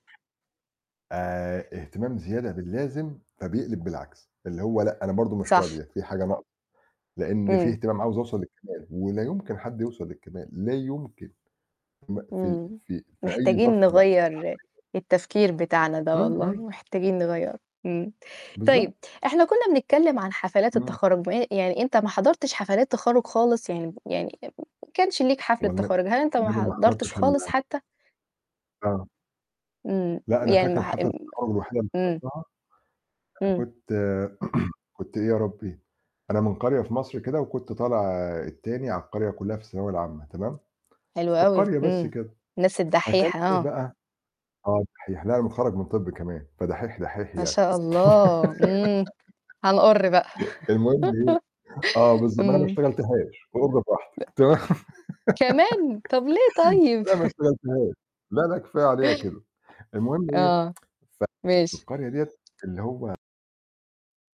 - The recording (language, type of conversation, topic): Arabic, unstructured, إزاي بتتعامل مع القلق قبل المناسبات المهمة؟
- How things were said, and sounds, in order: tapping; static; distorted speech; unintelligible speech; other noise; throat clearing; laugh; laugh; laughing while speaking: "تمام"; laugh; chuckle; other background noise; tsk